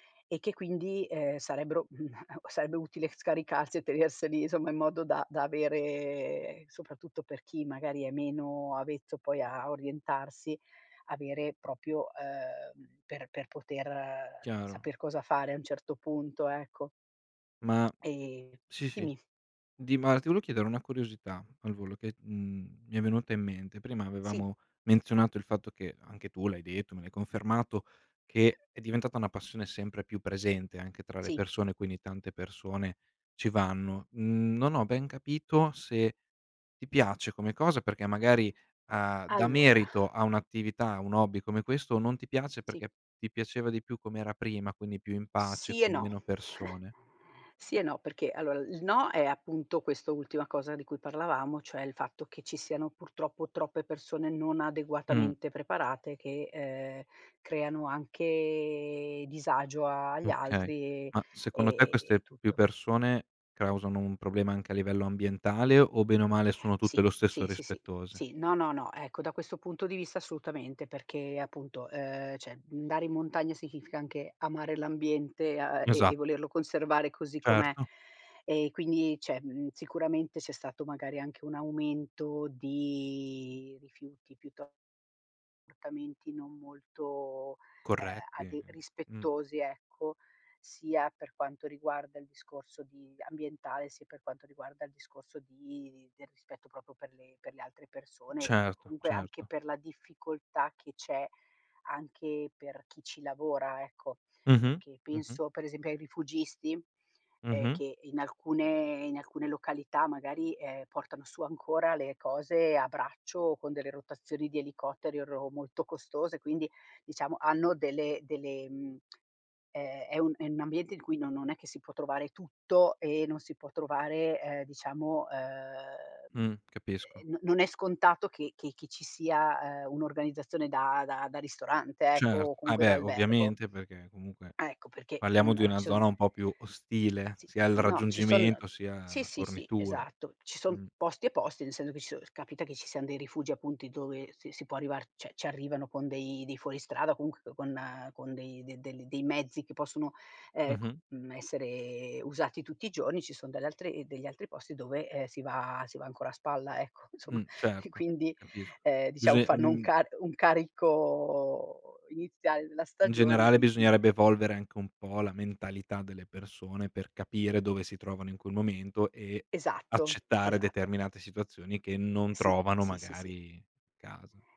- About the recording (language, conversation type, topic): Italian, podcast, Raccontami del tuo hobby preferito: come ci sei arrivato?
- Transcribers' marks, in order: other noise; "tenerseli" said as "teerseli"; "insomma" said as "isomma"; "avvezzo" said as "avezzo"; "proprio" said as "propio"; "dimmi" said as "timmi"; "volevo" said as "voleo"; exhale; chuckle; "causano" said as "crausano"; "cioè" said as "ceh"; "andare" said as "ndare"; "significa" said as "sighifca"; "cioè" said as "ceh"; other background noise; "comportamenti" said as "tamenti"; "proprio" said as "propio"; "parliamo" said as "palliamo"; "cioè" said as "ceh"; "insomma" said as "inzoma"; tapping